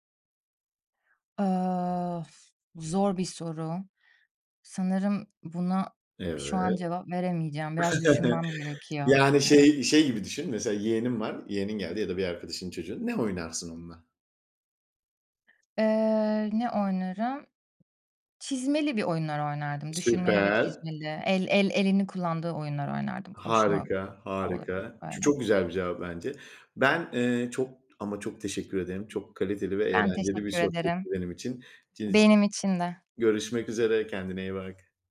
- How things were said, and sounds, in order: other background noise; chuckle; tapping; unintelligible speech
- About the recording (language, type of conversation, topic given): Turkish, podcast, Çocukken en sevdiğin oyun neydi?